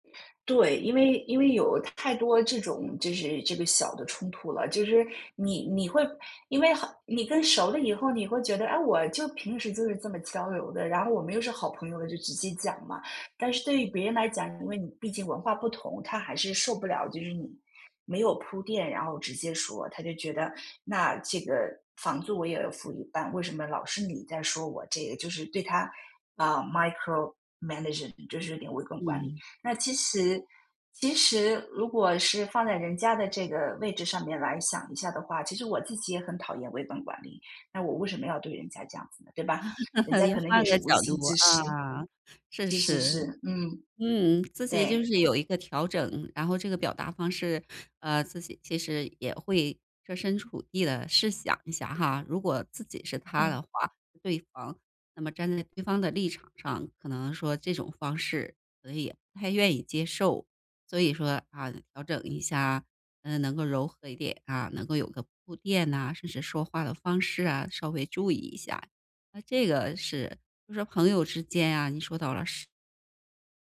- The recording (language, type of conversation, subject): Chinese, podcast, 想说实话又不想伤人时，你会怎么表达？
- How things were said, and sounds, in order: in English: "micromanage"; chuckle; laughing while speaking: "你换个角度"